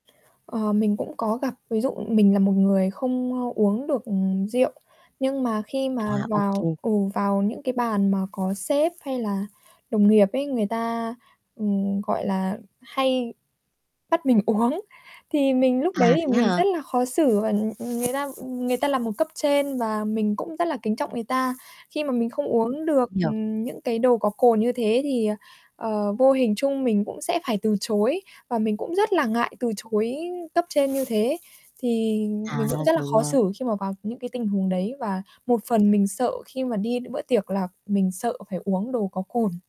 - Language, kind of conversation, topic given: Vietnamese, advice, Tại sao mình thường cảm thấy lạc lõng khi tham dự các buổi lễ?
- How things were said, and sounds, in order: static; tapping; distorted speech; other background noise; laughing while speaking: "uống"; mechanical hum